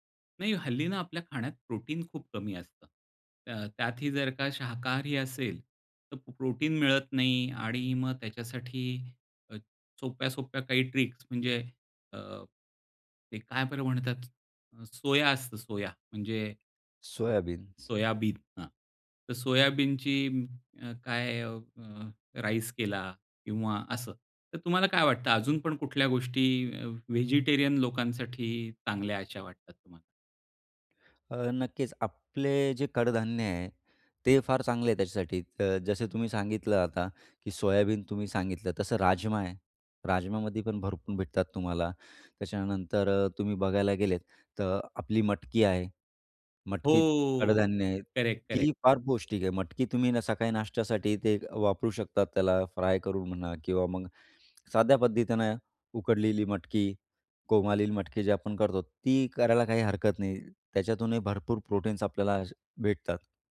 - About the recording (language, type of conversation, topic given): Marathi, podcast, घरच्या जेवणात पौष्टिकता वाढवण्यासाठी तुम्ही कोणते सोपे बदल कराल?
- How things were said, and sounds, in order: in English: "ट्रिक्स"; tapping; in English: "प्रोटीन्स"